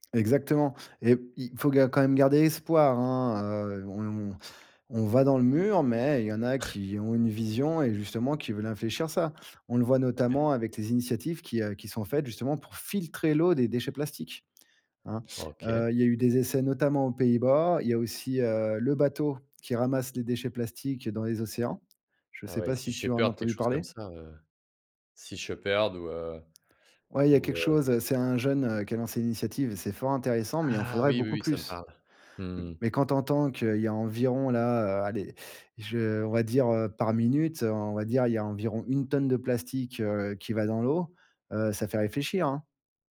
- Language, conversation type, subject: French, podcast, Peux-tu nous expliquer le cycle de l’eau en termes simples ?
- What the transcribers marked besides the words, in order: chuckle; stressed: "filtrer"